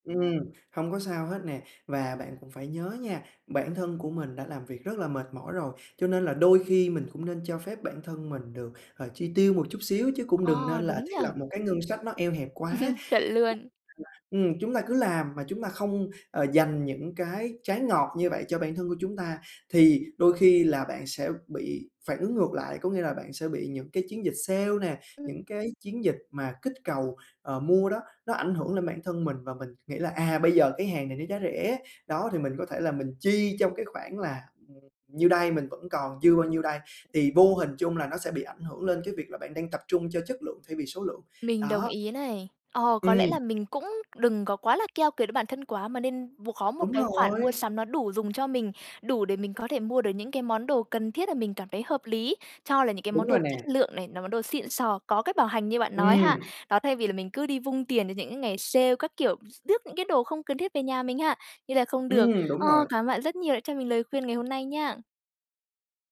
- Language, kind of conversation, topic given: Vietnamese, advice, Làm thế nào để ưu tiên chất lượng hơn số lượng khi mua sắm?
- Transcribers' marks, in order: tapping; laugh; unintelligible speech; other background noise